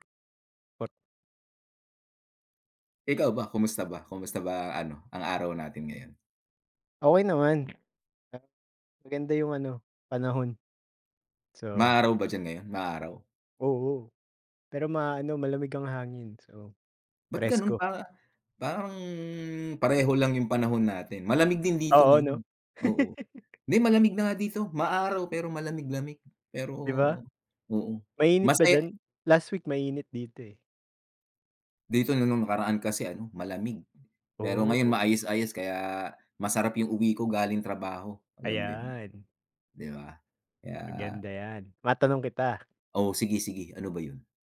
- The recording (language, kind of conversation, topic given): Filipino, unstructured, Paano mo binabalanse ang oras para sa trabaho at oras para sa mga kaibigan?
- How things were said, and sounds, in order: other background noise; laugh